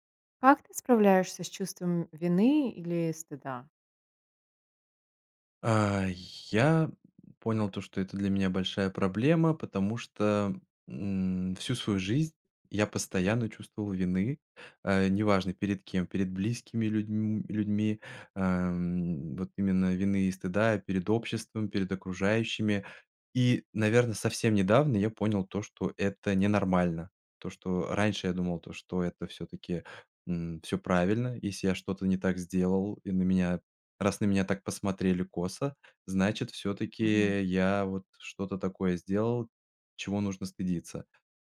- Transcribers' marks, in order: none
- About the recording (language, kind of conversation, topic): Russian, podcast, Как ты справляешься с чувством вины или стыда?